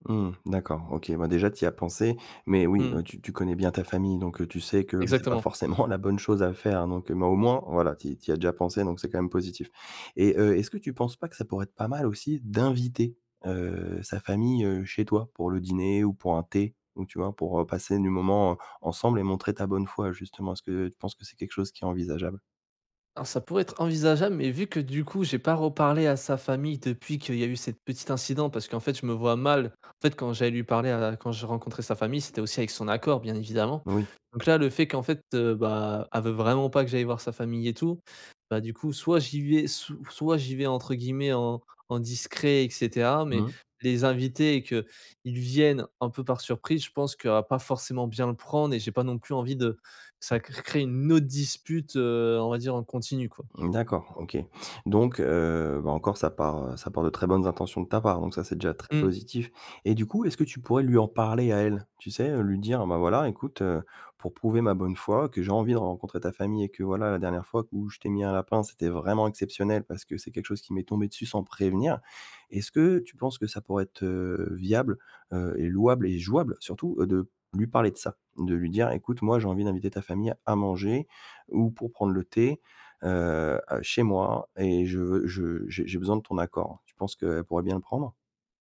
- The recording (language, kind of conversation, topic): French, advice, Comment puis-je m’excuser sincèrement après une dispute ?
- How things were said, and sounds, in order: laughing while speaking: "forcément"; stressed: "d'inviter"; stressed: "prévenir"